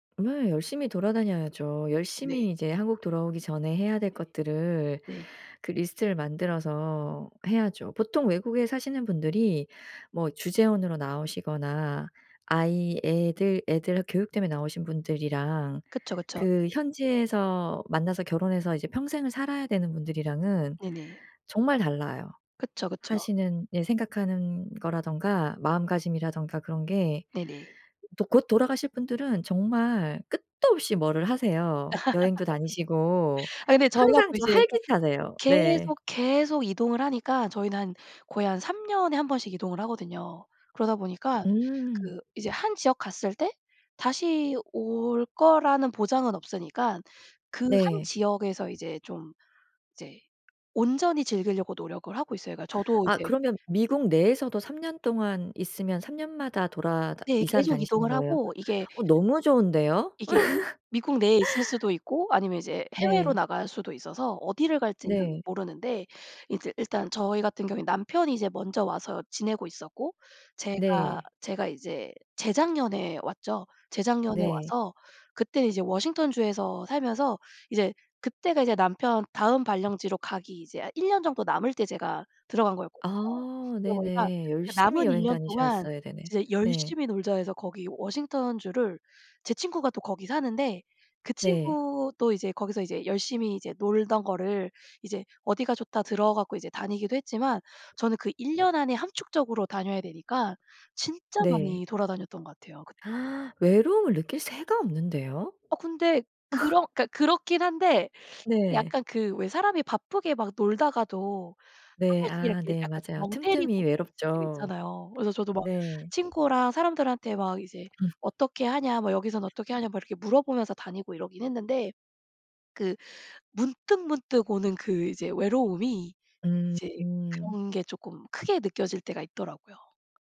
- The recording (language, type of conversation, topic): Korean, podcast, 외로움을 느낄 때 보통 무엇을 하시나요?
- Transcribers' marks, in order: other background noise; tapping; laugh; laugh; gasp; laugh